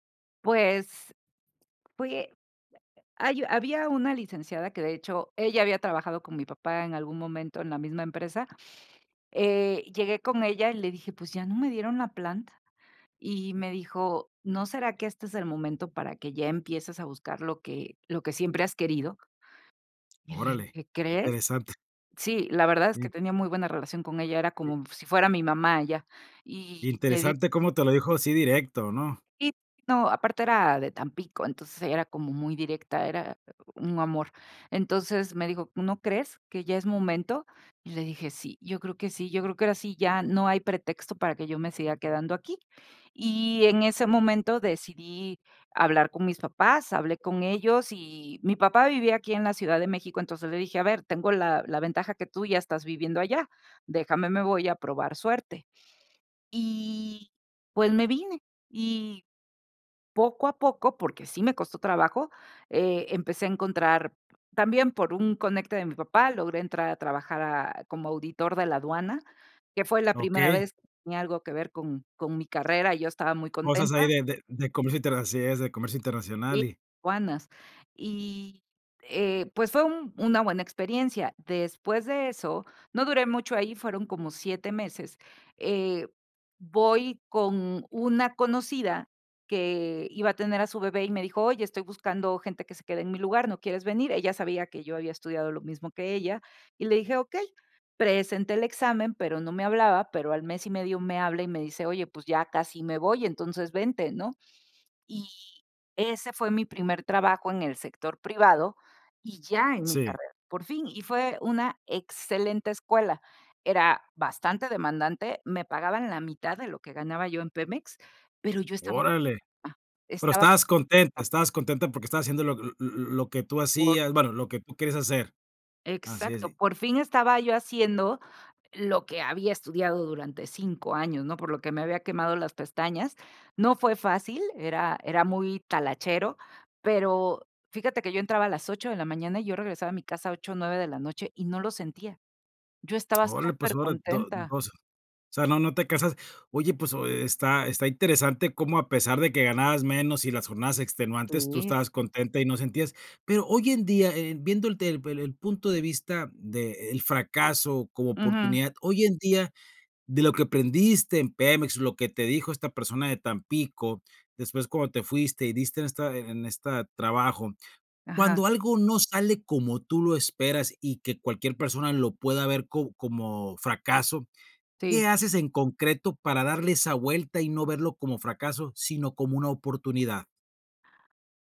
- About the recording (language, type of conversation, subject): Spanish, podcast, ¿Cuándo aprendiste a ver el fracaso como una oportunidad?
- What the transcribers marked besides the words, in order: unintelligible speech; unintelligible speech; unintelligible speech; unintelligible speech